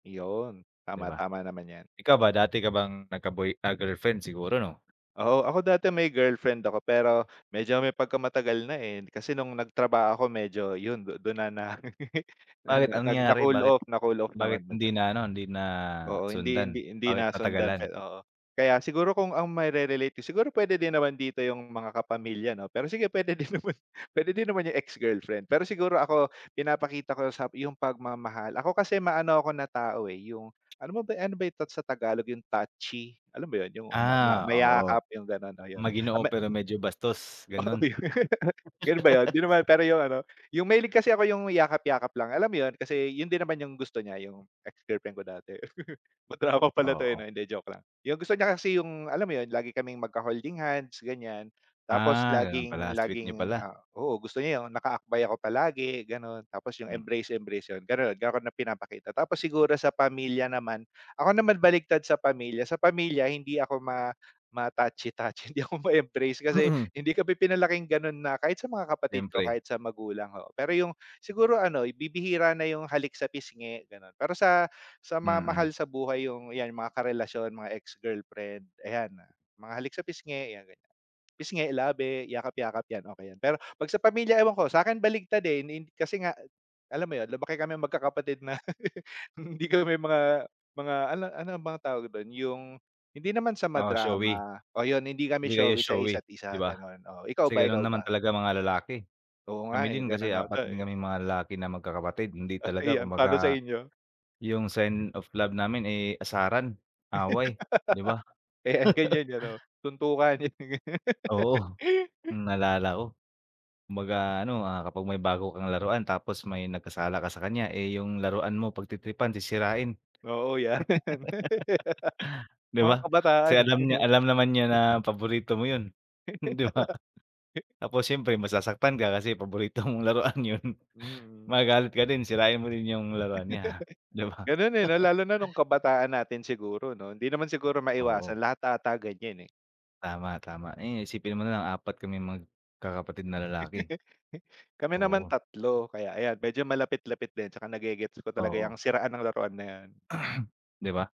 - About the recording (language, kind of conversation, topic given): Filipino, unstructured, Paano mo ipinapakita ang pagmamahal sa isang relasyon?
- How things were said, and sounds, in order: other background noise; tapping; laugh; laughing while speaking: "din naman"; laugh; chuckle; laughing while speaking: "Madrama"; "ganon" said as "garon"; laughing while speaking: "hindi ako"; laugh; laughing while speaking: "hindi kami mga"; laugh; chuckle; laughing while speaking: "yung ganun"; laugh; laughing while speaking: "'yan"; laugh; laughing while speaking: "eh"; chuckle; laughing while speaking: "'di ba?"; laugh; laughing while speaking: "mong laruan yun"; laugh; chuckle; laugh; throat clearing